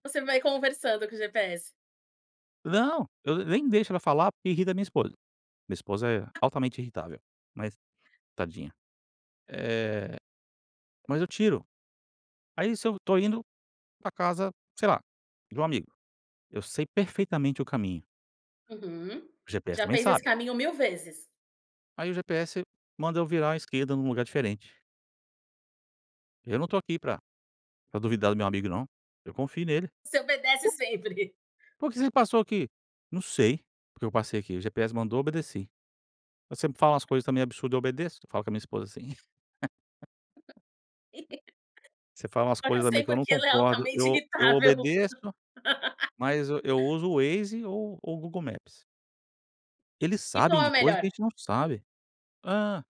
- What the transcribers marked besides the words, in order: other background noise; chuckle; tapping; laugh; laugh; laugh
- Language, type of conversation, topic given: Portuguese, podcast, Qual aplicativo você não consegue viver sem e por quê?